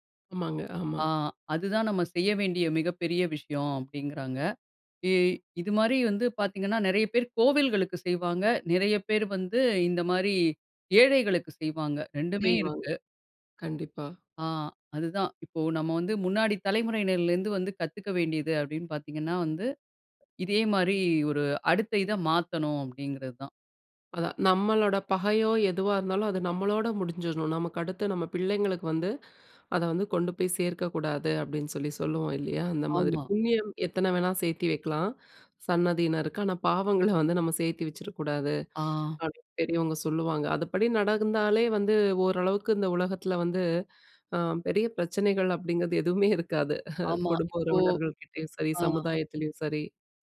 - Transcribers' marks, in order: other background noise; "சந்ததியினர்க்கு" said as "சன்னதியினருக்கு"; laughing while speaking: "எதுவுமே இருக்காது"
- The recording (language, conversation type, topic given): Tamil, podcast, உங்கள் முன்னோர்களிடமிருந்து தலைமுறைதோறும் சொல்லிக்கொண்டிருக்கப்படும் முக்கியமான கதை அல்லது வாழ்க்கைப் பாடம் எது?